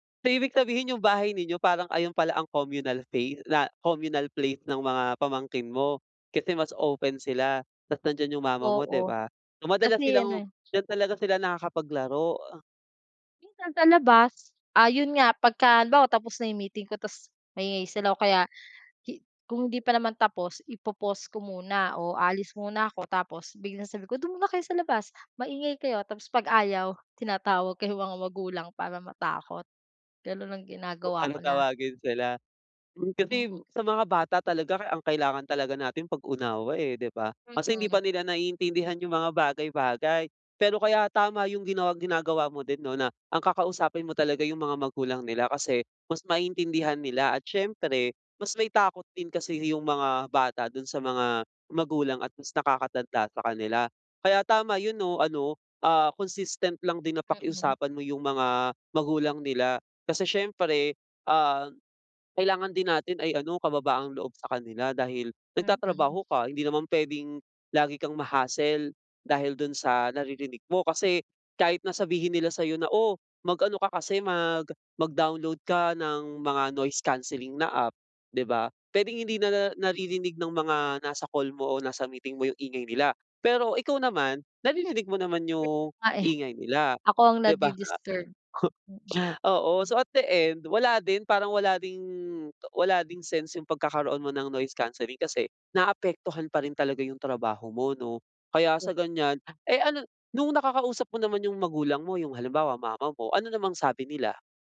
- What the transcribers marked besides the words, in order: in English: "communal place"; other noise; in English: "noise cancelling"; chuckle; in English: "noise cancelling"
- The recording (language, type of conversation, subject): Filipino, advice, Paano ako makakapagpokus sa bahay kung maingay at madalas akong naaabala ng mga kaanak?